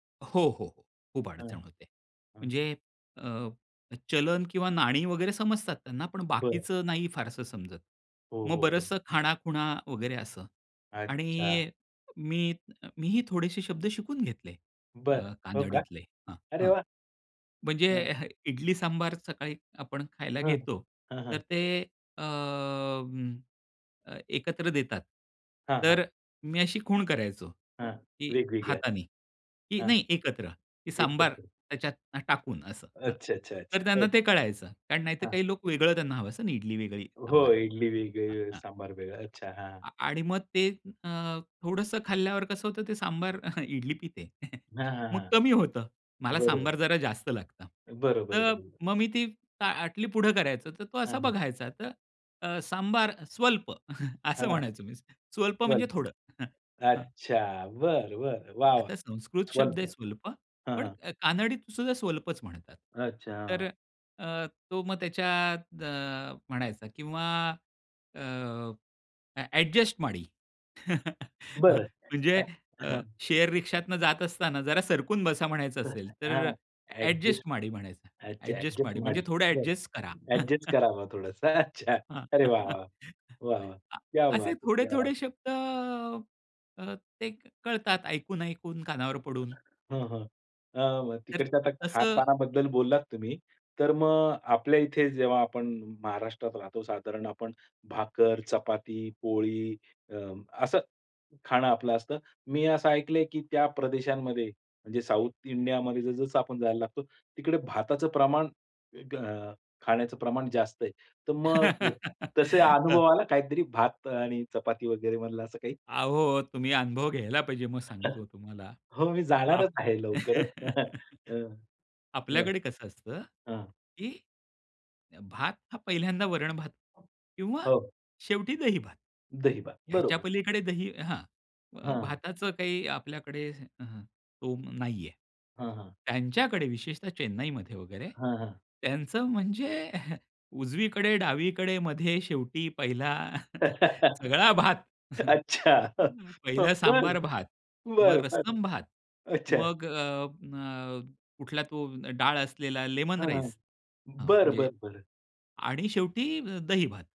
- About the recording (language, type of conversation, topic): Marathi, podcast, नवीन शहरात किंवा ठिकाणी गेल्यावर तुम्हाला कोणते बदल अनुभवायला आले?
- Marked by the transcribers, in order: other background noise; tapping; chuckle; in Kannada: "माडी"; in English: "शेअर"; unintelligible speech; in Kannada: "माडी"; laugh; chuckle; in Hindi: "क्या बात है! क्या बात है!"; laugh; chuckle; laugh; laughing while speaking: "सगळा भात. पहिलं सांबार भात"